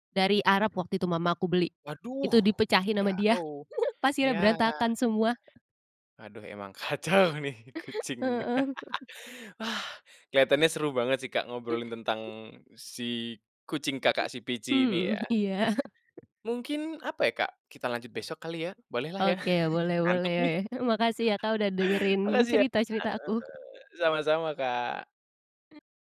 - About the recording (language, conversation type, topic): Indonesian, podcast, Apa kenangan terbaikmu saat memelihara hewan peliharaan pertamamu?
- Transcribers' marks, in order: chuckle; laughing while speaking: "kacau nih kucingnya"; laugh; chuckle; laughing while speaking: "Mmm, iya"; other background noise; laughing while speaking: "boleh. Makasih ya, Kak, udah dengerin cerita-cerita aku"; chuckle